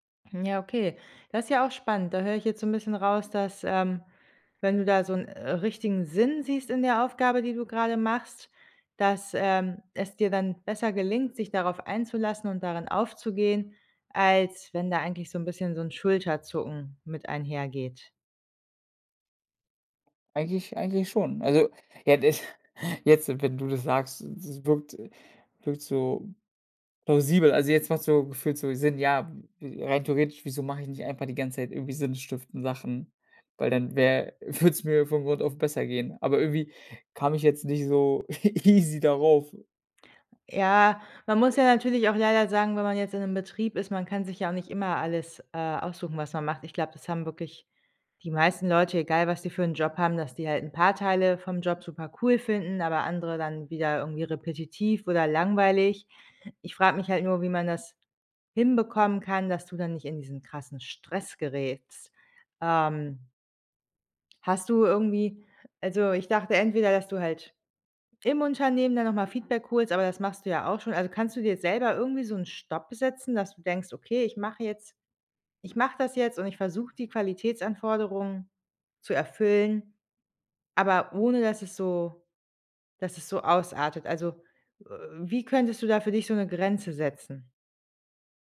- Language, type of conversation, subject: German, advice, Wie kann ich mit Prüfungs- oder Leistungsangst vor einem wichtigen Termin umgehen?
- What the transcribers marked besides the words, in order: chuckle; laughing while speaking: "würde es"; laughing while speaking: "easy"; other background noise